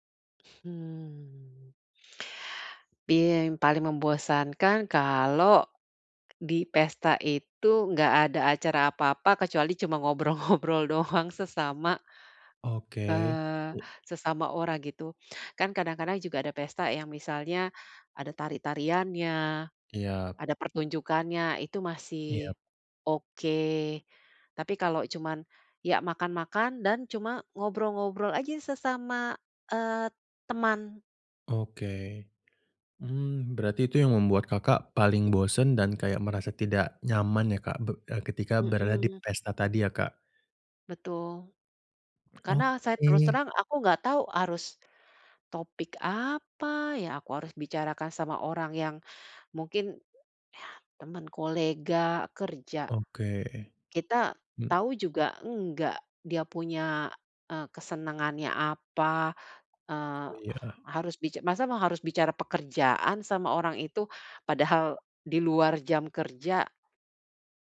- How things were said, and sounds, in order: laughing while speaking: "ngobrol-ngobrol doang"; tapping; other background noise
- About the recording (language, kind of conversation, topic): Indonesian, advice, Bagaimana caranya agar saya merasa nyaman saat berada di pesta?